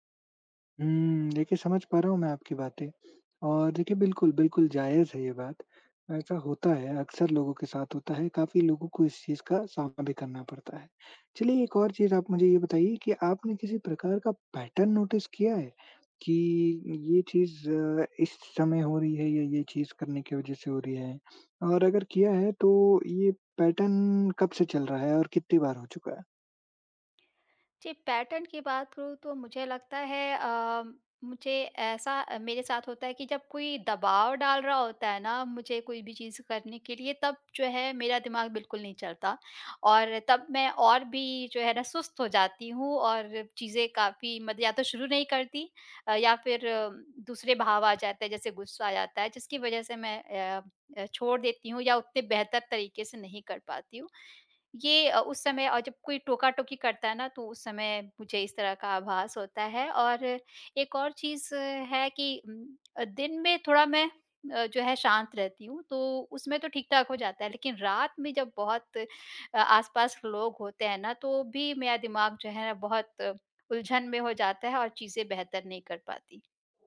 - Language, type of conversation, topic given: Hindi, advice, परफेक्शनिज्म के कारण काम पूरा न होने और खुद पर गुस्सा व शर्म महसूस होने का आप पर क्या असर पड़ता है?
- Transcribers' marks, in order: tapping; in English: "पैटर्न नोटिस"; sniff; in English: "पैटर्न"; in English: "पैटर्न"